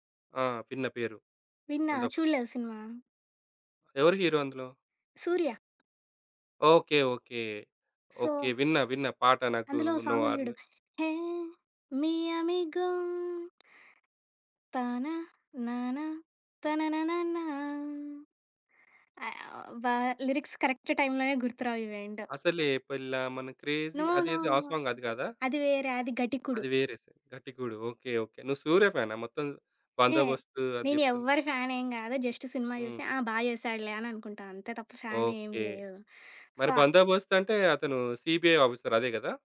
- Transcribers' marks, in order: other background noise; in English: "సో"; singing: "హే! మియామిగొ"; humming a tune; in English: "లిరిక్స్ కరెక్ట్ టైమ్‌లోనే"; singing: "అసలే పిల్ల మన క్రేజీ"; in English: "నో నో నో"; in English: "సో"; in English: "సీబీఐ ఆఫీసర్"
- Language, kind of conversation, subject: Telugu, podcast, ఏ పాటలు మీ మనస్థితిని వెంటనే మార్చేస్తాయి?